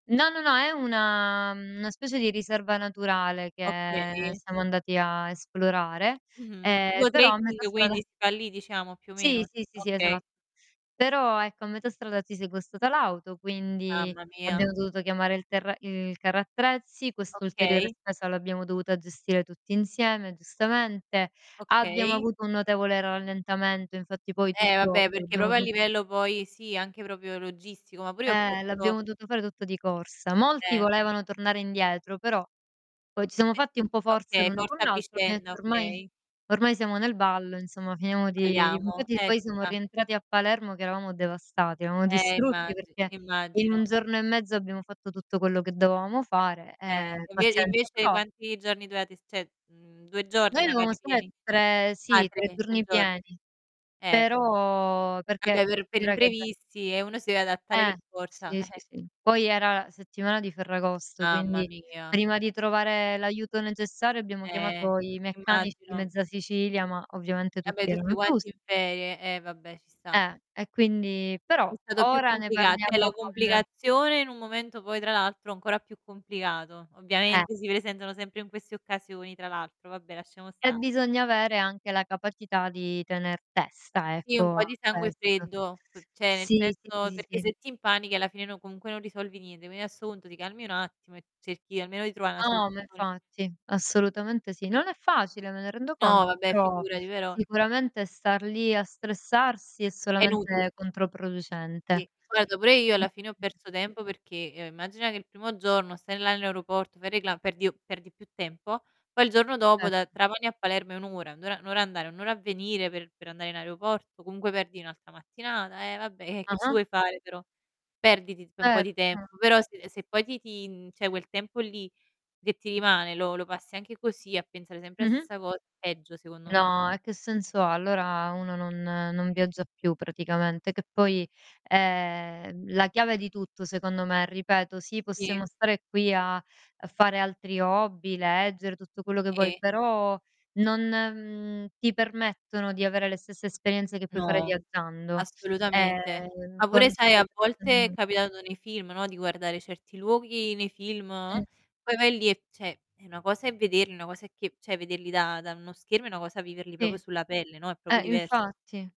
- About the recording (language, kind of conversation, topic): Italian, unstructured, Quali consigli daresti a chi viaggia per la prima volta?
- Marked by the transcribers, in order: drawn out: "una"; distorted speech; drawn out: "che"; "proprio" said as "propio"; "dovevamo" said as "dovaamo"; "mhmm" said as "ceh"; drawn out: "però"; "Vabbè" said as "abbè"; "cioè" said as "ceh"; "cioè" said as "ceh"; static; unintelligible speech; other background noise; "cioè" said as "ceh"; "cioè" said as "ceh"; "cioè" said as "ceh"; "proprio" said as "propio"; "proprio" said as "popio"